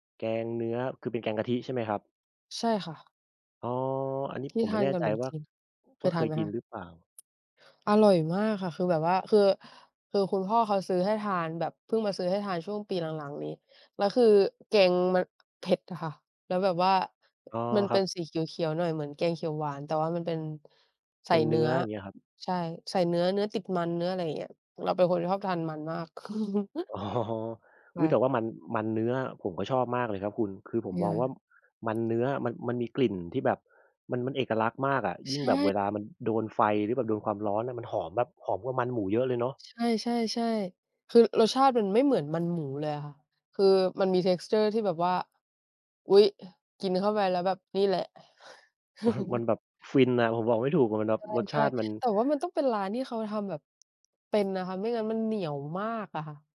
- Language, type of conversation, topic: Thai, unstructured, คุณชอบอาหารไทยจานไหนมากที่สุด?
- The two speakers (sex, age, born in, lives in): female, 20-24, Thailand, Thailand; male, 30-34, Thailand, Thailand
- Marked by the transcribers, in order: tapping; chuckle; laughing while speaking: "อ๋อ"; unintelligible speech; other background noise; in English: "texture"; chuckle